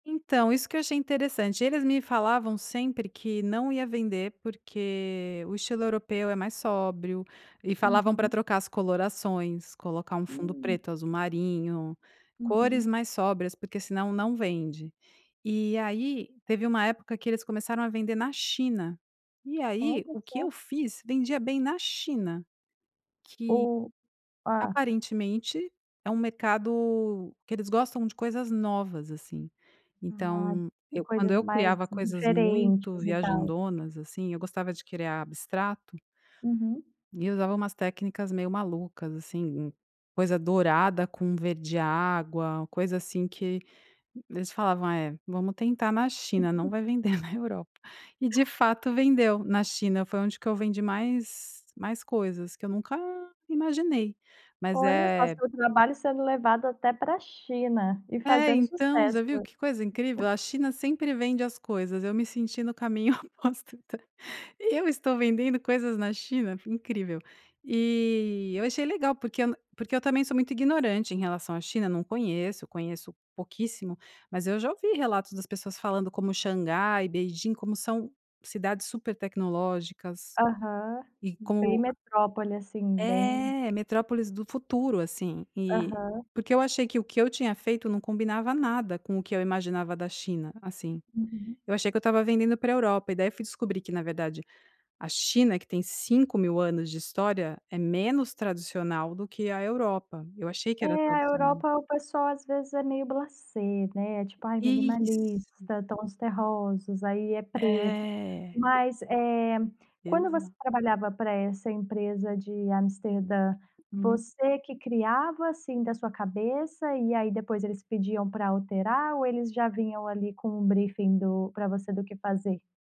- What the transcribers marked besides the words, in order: giggle; other background noise; laughing while speaking: "oposto do"; tapping; in English: "briefing"
- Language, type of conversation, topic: Portuguese, podcast, Como a sua cultura e as suas raízes moldam o seu trabalho?